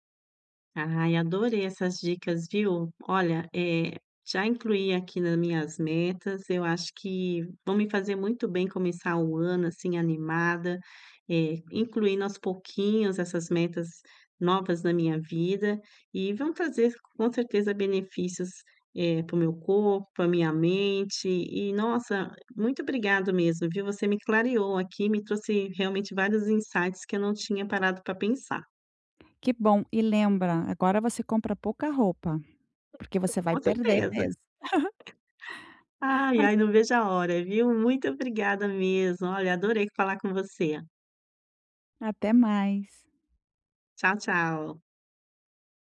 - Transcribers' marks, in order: tapping; laugh; laugh; unintelligible speech
- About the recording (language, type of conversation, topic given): Portuguese, advice, Como posso estabelecer hábitos para manter a consistência e ter energia ao longo do dia?